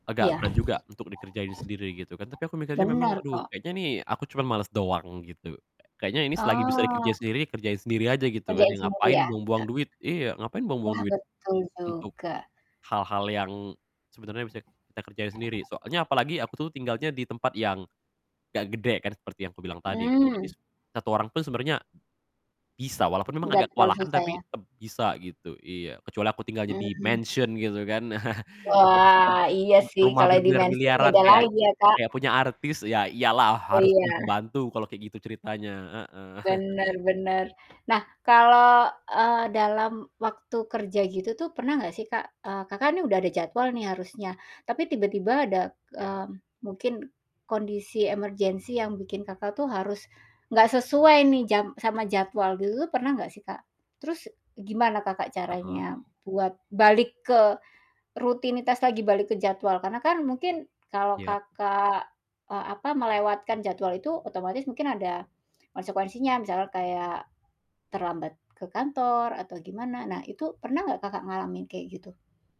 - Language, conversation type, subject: Indonesian, podcast, Bagaimana kamu mengatur waktu antara pekerjaan dan urusan rumah tangga?
- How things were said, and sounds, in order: tapping; other background noise; distorted speech; in English: "mansion"; chuckle; unintelligible speech; in English: "mansion"; static; chuckle; in English: "emergency"